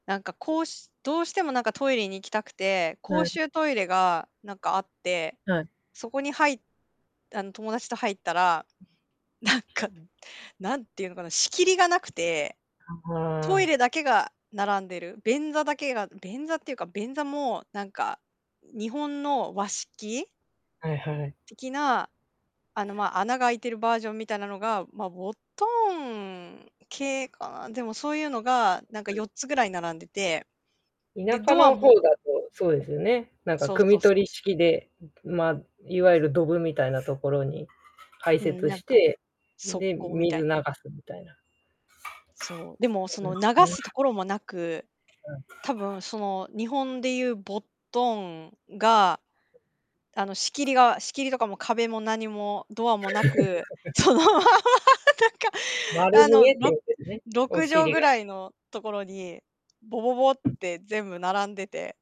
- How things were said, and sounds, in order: unintelligible speech; distorted speech; other background noise; static; laughing while speaking: "なんかぬ"; unintelligible speech; tapping; unintelligible speech; laugh; laughing while speaking: "そのままなんか、あの"; unintelligible speech
- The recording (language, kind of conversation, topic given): Japanese, unstructured, 旅行中に不快なにおいを感じたことはありますか？